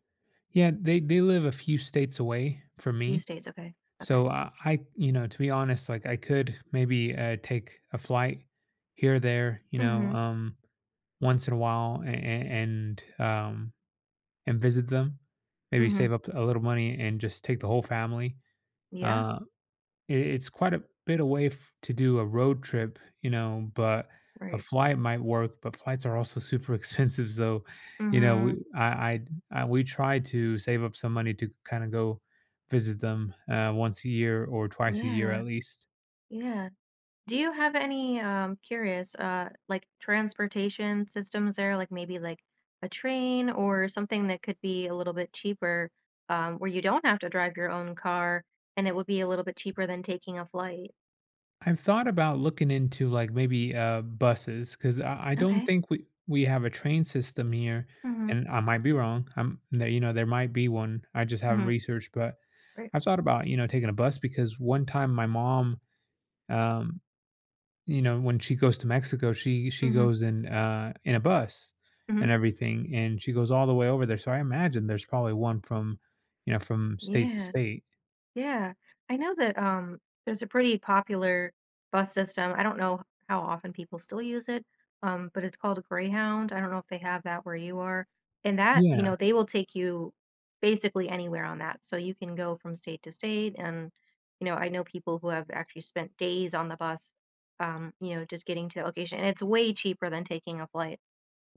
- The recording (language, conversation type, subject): English, advice, How can I cope with guilt about not visiting my aging parents as often as I'd like?
- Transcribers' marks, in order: other background noise